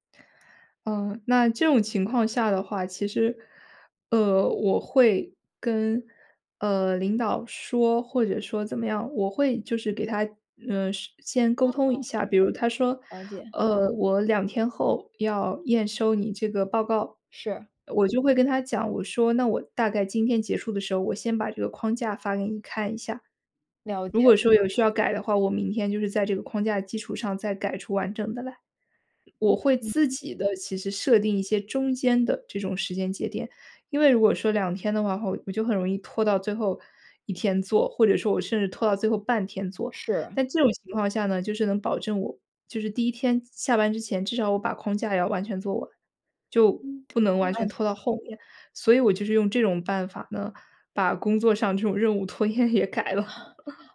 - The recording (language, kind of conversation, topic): Chinese, podcast, 你是如何克服拖延症的，可以分享一些具体方法吗？
- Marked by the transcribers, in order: other background noise; laughing while speaking: "任务拖延也改了"; chuckle